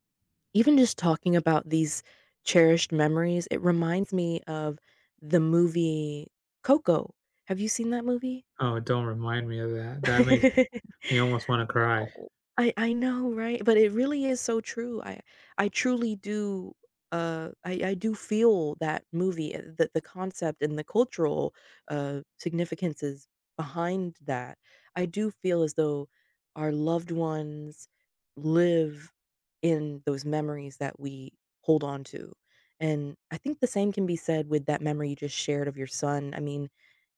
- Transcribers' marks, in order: laugh
- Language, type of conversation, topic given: English, unstructured, Have you ever been surprised by a forgotten memory?
- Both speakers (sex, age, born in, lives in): female, 30-34, United States, United States; male, 35-39, United States, United States